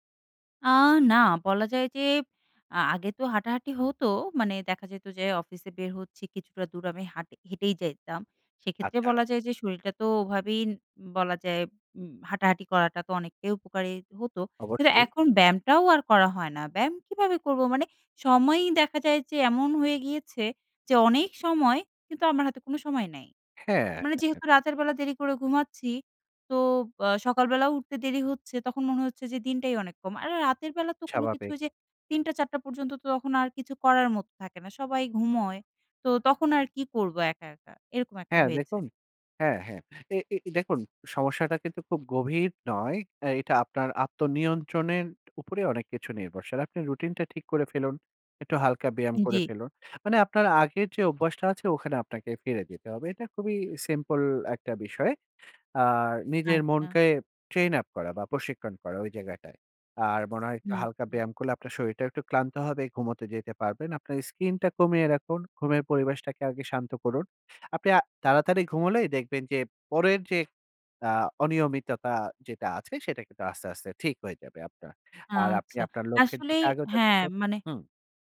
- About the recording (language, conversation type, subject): Bengali, advice, ঘুমের অনিয়ম: রাতে জেগে থাকা, সকালে উঠতে না পারা
- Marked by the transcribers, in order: "আগাতে" said as "আগতে"